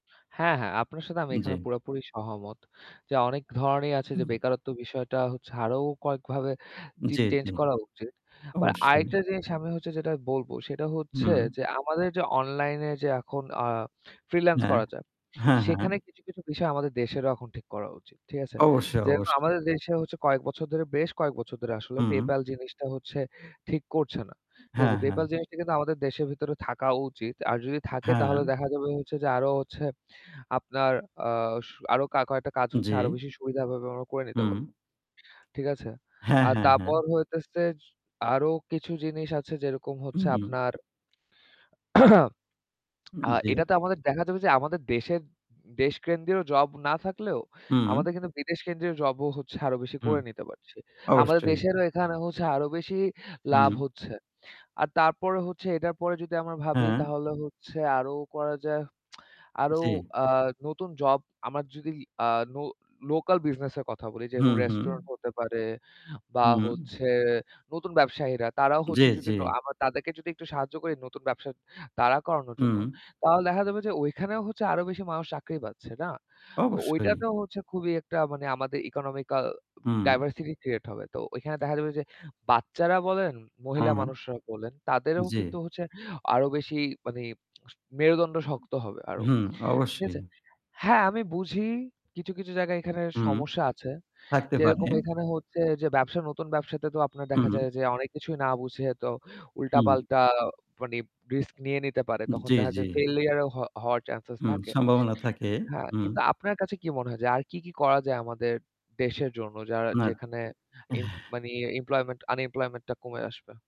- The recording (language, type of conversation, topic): Bengali, unstructured, সমাজে বেকারত্ব কমাতে আপনার মতে কী কী পদক্ষেপ নেওয়া উচিত?
- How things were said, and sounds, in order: static; throat clearing; tapping; throat clearing; lip smack; tsk; in English: "ইকোনমিক্যাল ডাইভার্সিটি ক্রিয়েট"; lip smack; other noise; horn; in English: "এমপ্লয়মেন্ট আনএমপ্লয়মেন্ট"